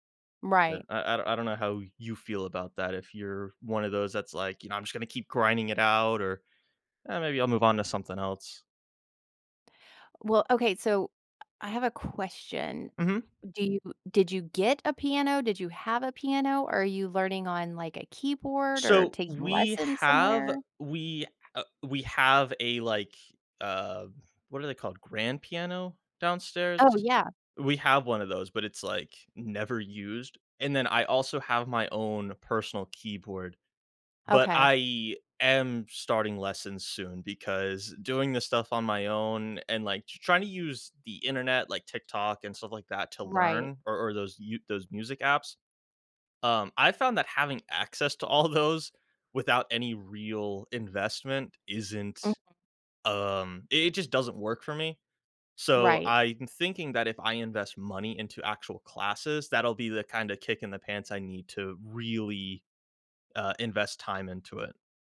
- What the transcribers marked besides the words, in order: laughing while speaking: "all"
- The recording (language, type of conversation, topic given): English, unstructured, How can a hobby help me handle failure and track progress?